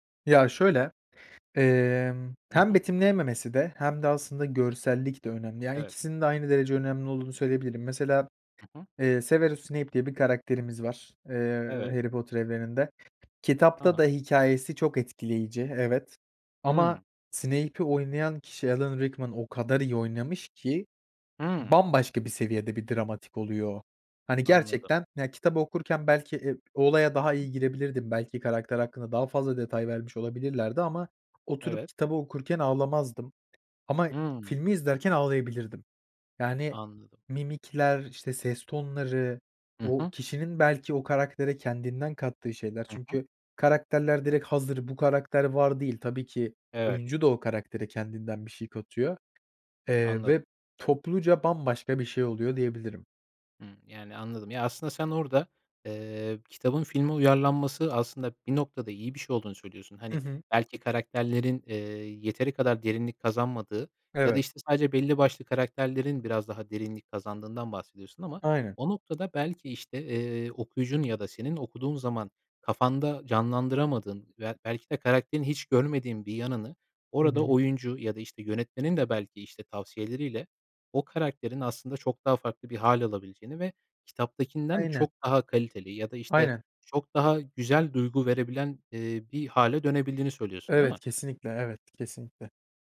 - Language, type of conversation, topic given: Turkish, podcast, Bir kitabı filme uyarlasalar, filmde en çok neyi görmek isterdin?
- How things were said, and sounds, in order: other background noise; other noise; tapping